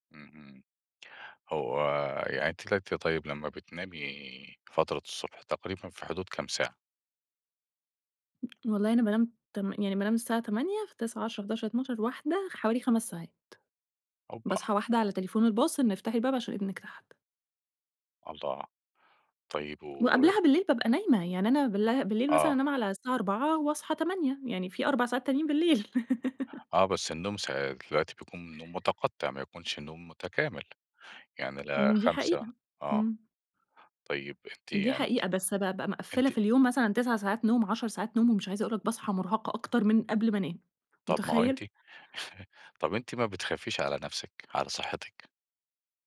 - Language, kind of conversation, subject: Arabic, advice, إزاي أقدر أصحى بدري بانتظام علشان أعمل لنفسي روتين صباحي؟
- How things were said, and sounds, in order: tapping; in English: "الباص"; laugh; chuckle